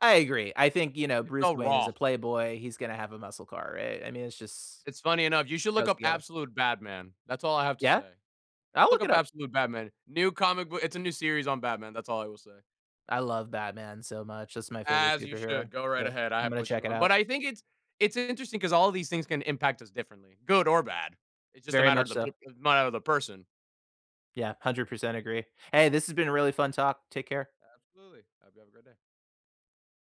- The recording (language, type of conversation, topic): English, unstructured, What film prop should I borrow, and how would I use it?
- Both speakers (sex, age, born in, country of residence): male, 20-24, Venezuela, United States; male, 40-44, United States, United States
- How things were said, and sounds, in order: none